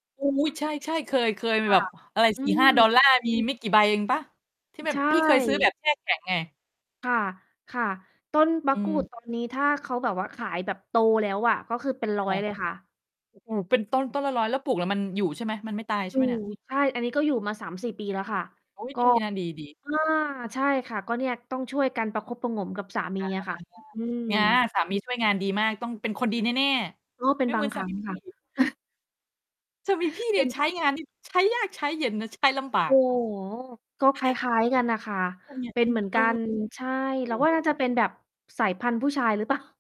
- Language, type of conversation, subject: Thai, unstructured, คุณคิดว่าความรักกับความโกรธสามารถอยู่ร่วมกันได้ไหม?
- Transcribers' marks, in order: mechanical hum; distorted speech; chuckle; chuckle; laughing while speaking: "เปล่า"